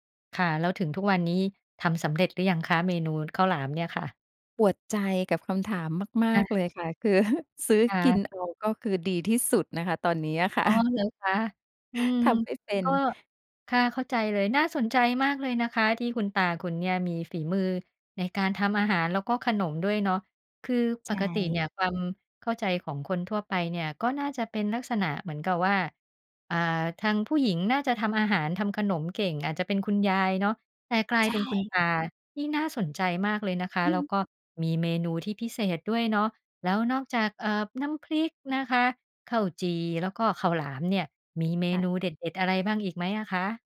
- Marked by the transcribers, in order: chuckle
- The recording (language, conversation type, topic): Thai, podcast, อาหารจานไหนที่ทำให้คุณคิดถึงคนในครอบครัวมากที่สุด?